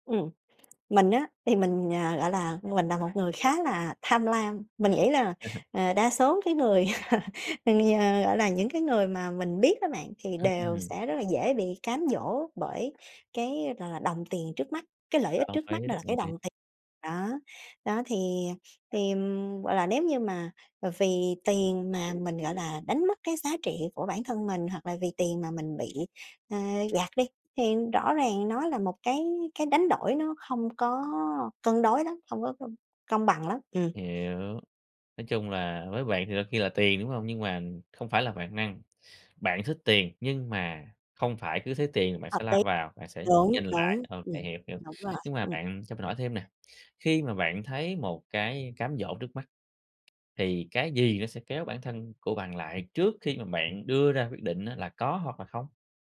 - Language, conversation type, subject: Vietnamese, podcast, Làm sao bạn tránh bị cám dỗ bởi lợi ích trước mắt?
- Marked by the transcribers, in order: other background noise; chuckle; tapping